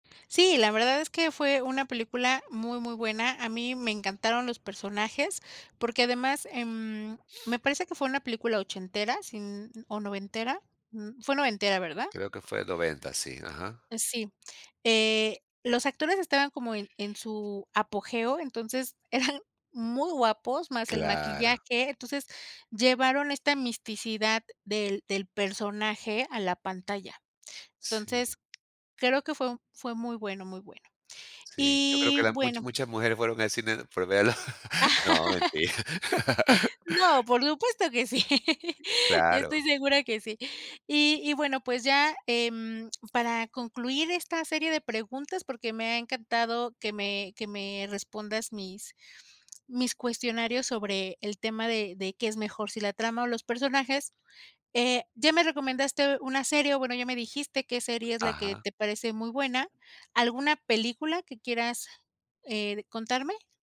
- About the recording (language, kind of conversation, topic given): Spanish, podcast, ¿Qué te atrapa más: la trama o los personajes?
- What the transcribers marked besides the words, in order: laughing while speaking: "eran"; other noise; tapping; chuckle; laughing while speaking: "mentira"; chuckle; other background noise